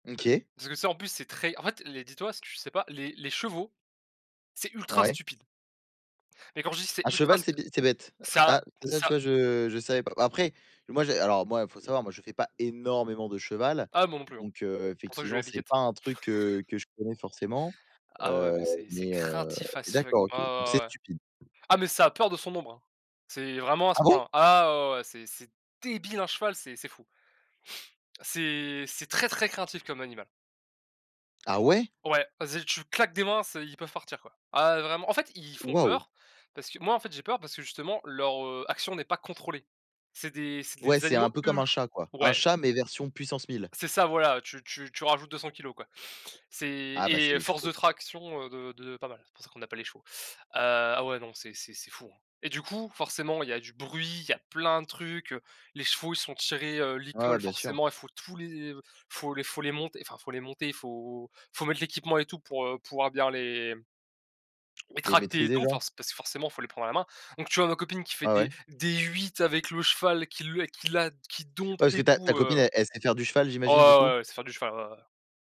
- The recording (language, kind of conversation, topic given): French, unstructured, Quel est ton meilleur souvenir de vacances ?
- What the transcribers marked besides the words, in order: other background noise; laugh; in English: "as fuck"; tapping; surprised: "Ah bon ?"; surprised: "Ah ouais ?"